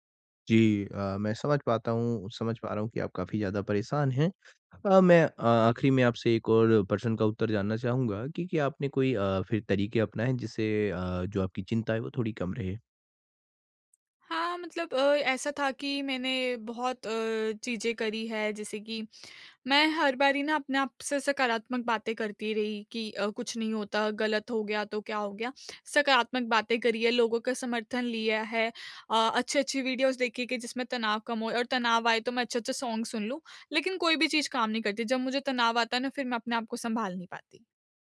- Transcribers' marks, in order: in English: "वीडियोज़"; in English: "सॉन्ग"
- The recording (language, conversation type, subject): Hindi, advice, तनाव अचानक आए तो मैं कैसे जल्दी शांत और उपस्थित रहूँ?